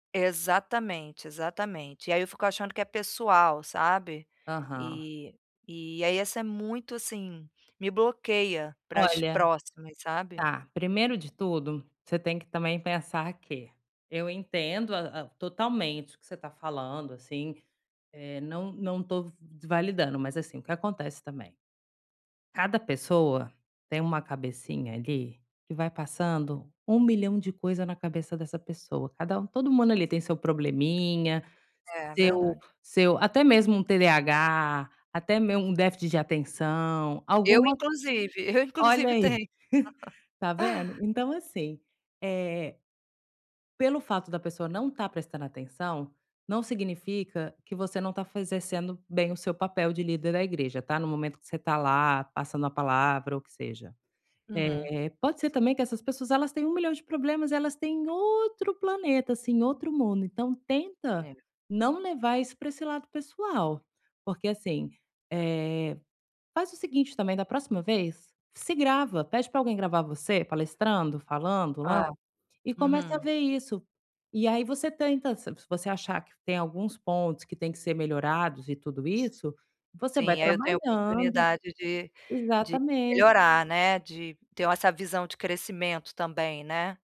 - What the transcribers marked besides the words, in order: other background noise; tapping; chuckle; laughing while speaking: "eu inclusive tenho"; chuckle; stressed: "outro"
- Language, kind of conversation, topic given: Portuguese, advice, Como posso diminuir a voz crítica interna que me atrapalha?